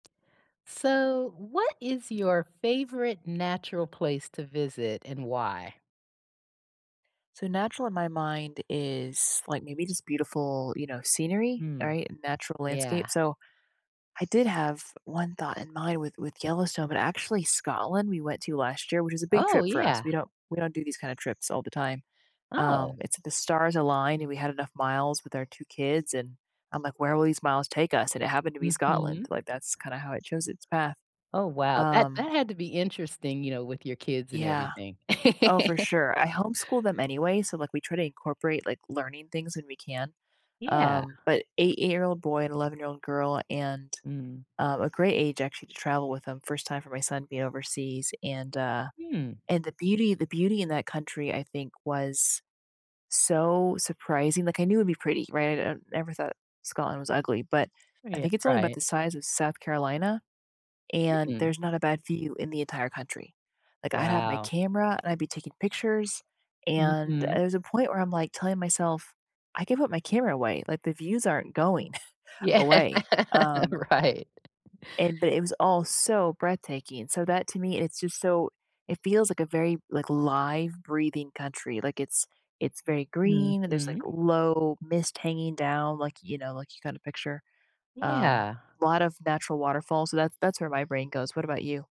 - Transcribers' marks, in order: laugh; laughing while speaking: "Yeah, right"; chuckle
- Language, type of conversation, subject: English, unstructured, What is your favorite natural place to visit, and why?
- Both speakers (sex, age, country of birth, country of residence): female, 40-44, United States, United States; female, 55-59, United States, United States